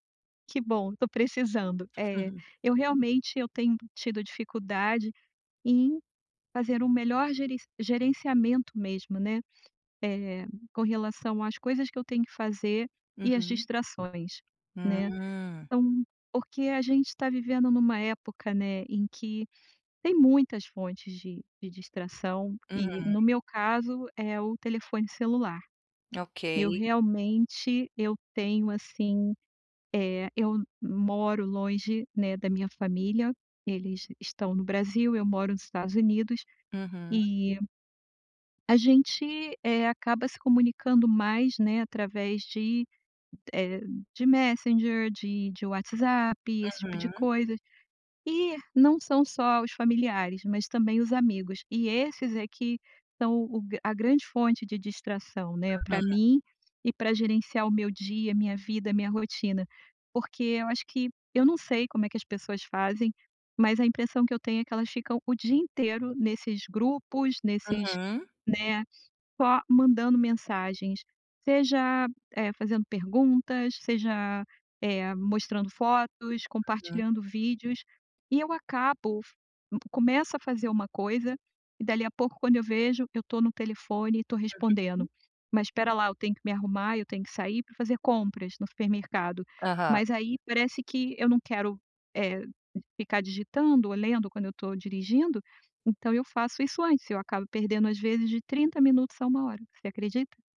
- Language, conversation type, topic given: Portuguese, advice, Como posso reduzir as distrações e melhorar o ambiente para trabalhar ou estudar?
- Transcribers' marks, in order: unintelligible speech